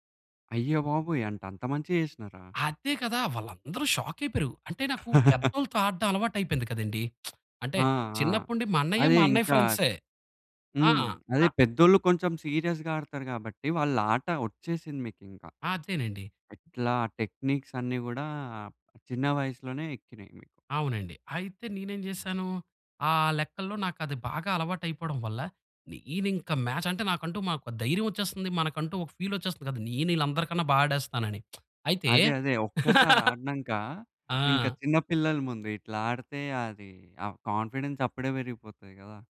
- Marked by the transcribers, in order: laugh; lip smack; in English: "సీరియస్‌గా"; lip smack; lip smack; chuckle; in English: "కాన్ఫిడెన్స్"
- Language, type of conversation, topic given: Telugu, podcast, నువ్వు చిన్నప్పుడే ఆసక్తిగా నేర్చుకుని ఆడడం మొదలుపెట్టిన క్రీడ ఏదైనా ఉందా?